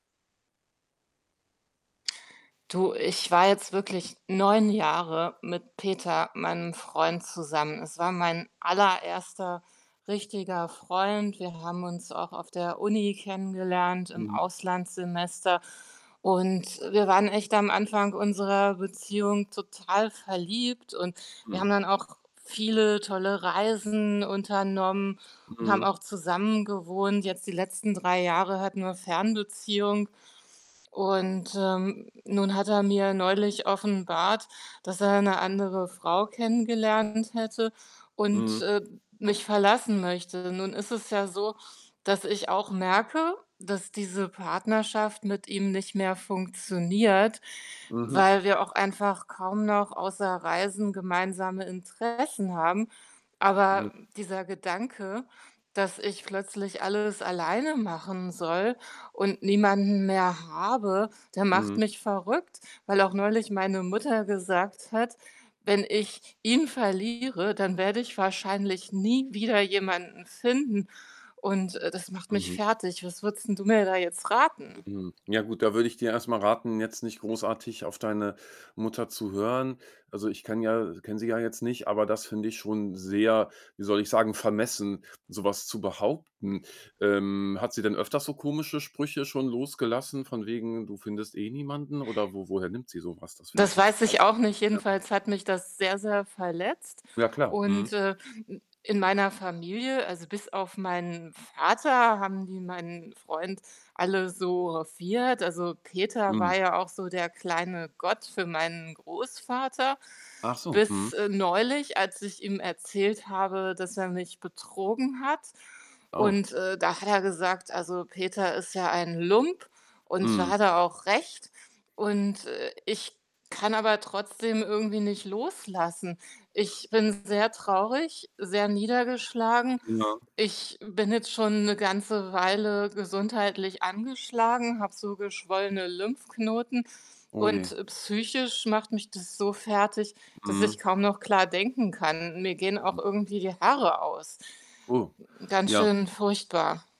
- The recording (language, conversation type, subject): German, advice, Wie gehst du mit der Angst vor dem Alleinsein nach einer jahrelangen Partnerschaft um?
- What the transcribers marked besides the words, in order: distorted speech; static; unintelligible speech; other background noise; tapping; unintelligible speech; unintelligible speech